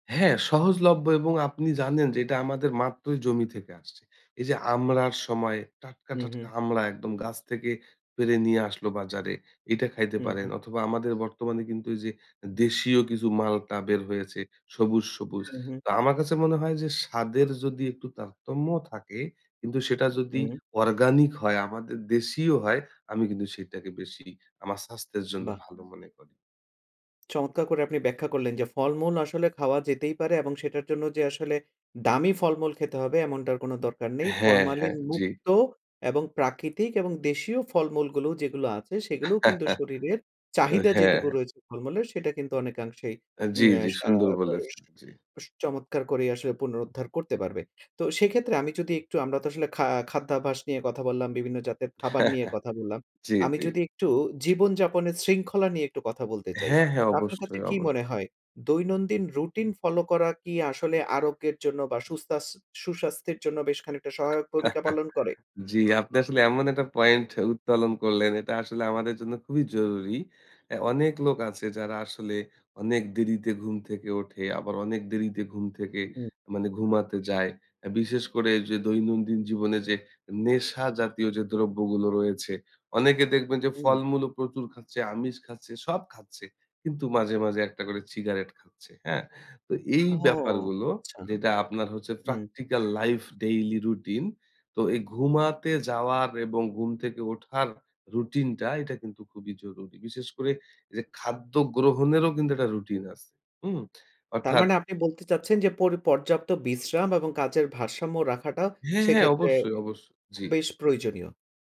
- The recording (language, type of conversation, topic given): Bengali, podcast, প্রতিদিনের কোন কোন ছোট অভ্যাস আরোগ্যকে ত্বরান্বিত করে?
- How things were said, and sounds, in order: other background noise; chuckle; chuckle; chuckle; stressed: "নেশা"; horn; drawn out: "ও"; in English: "practical life, daily routine"